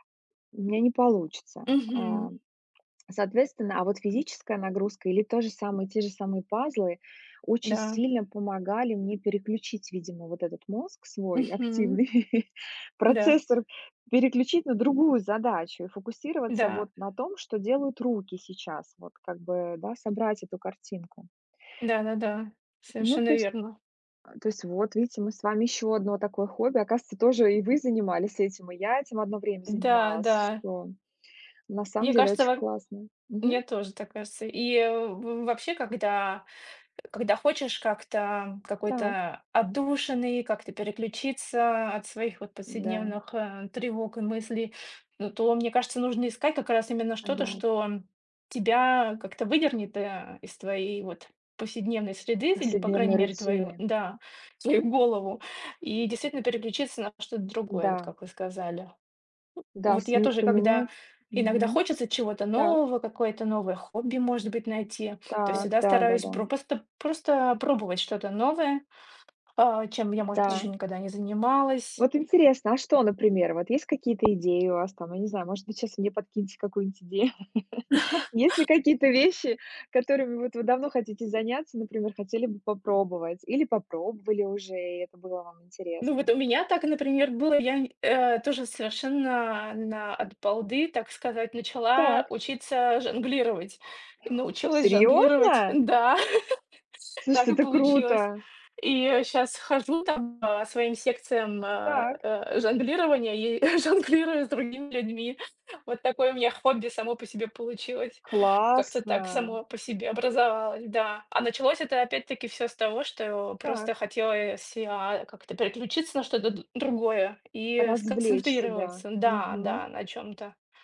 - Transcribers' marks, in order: tapping; chuckle; chuckle; laugh; surprised: "Серьезно?"; laugh; laughing while speaking: "жонглирую"; other background noise
- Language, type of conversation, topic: Russian, unstructured, Как хобби помогает тебе справляться со стрессом?